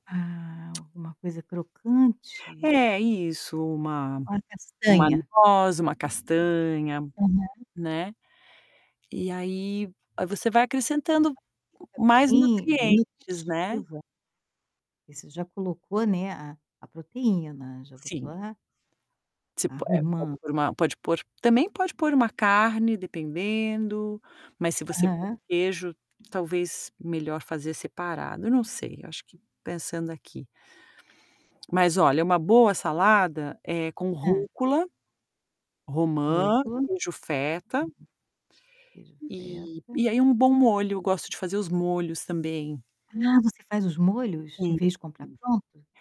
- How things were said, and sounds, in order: static; tapping; distorted speech; other background noise; unintelligible speech
- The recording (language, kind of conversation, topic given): Portuguese, podcast, Como você usa a cozinha como uma forma de expressar sua criatividade?